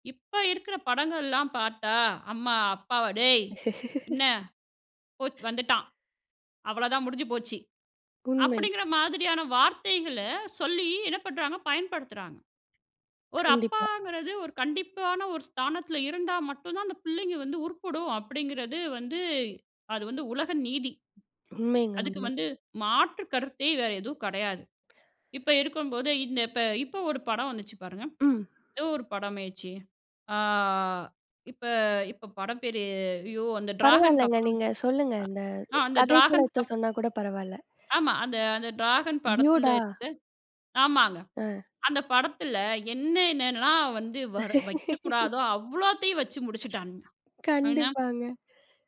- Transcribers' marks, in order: drawn out: "பார்த்தா"; laugh; other noise; in English: "ட்யூடா"; laugh
- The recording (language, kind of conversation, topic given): Tamil, podcast, சினிமாவில் நம் கலாச்சாரம் எப்படி பிரதிபலிக்க வேண்டும்?